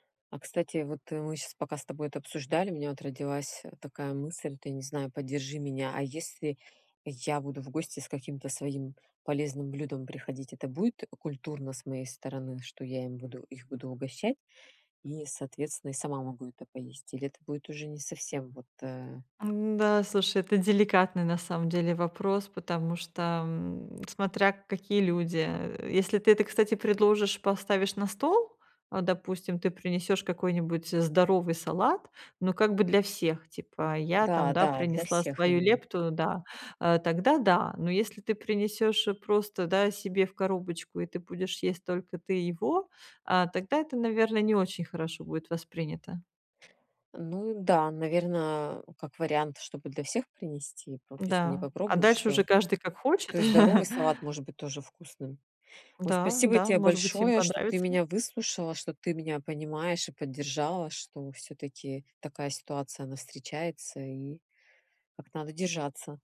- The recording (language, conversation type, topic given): Russian, advice, Как справляться с социальным давлением за столом и не нарушать диету?
- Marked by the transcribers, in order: tapping; chuckle